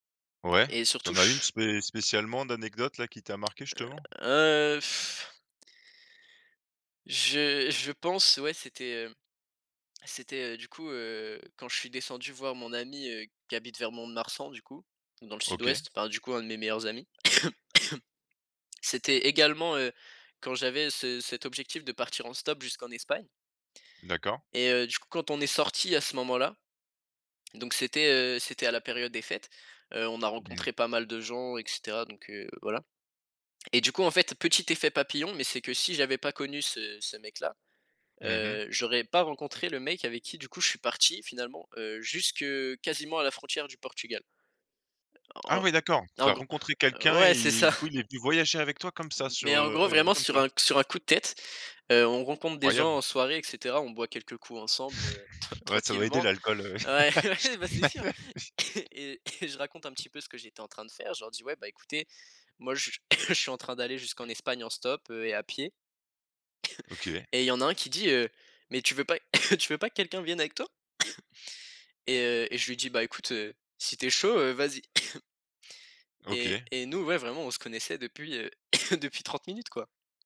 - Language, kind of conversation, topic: French, podcast, Comment perçois-tu aujourd’hui la différence entre les amis en ligne et les amis « en vrai » ?
- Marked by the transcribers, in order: tapping; blowing; cough; stressed: "pas"; chuckle; laughing while speaking: "ben ouais"; cough; laugh; other background noise; cough; cough; cough; cough; cough; cough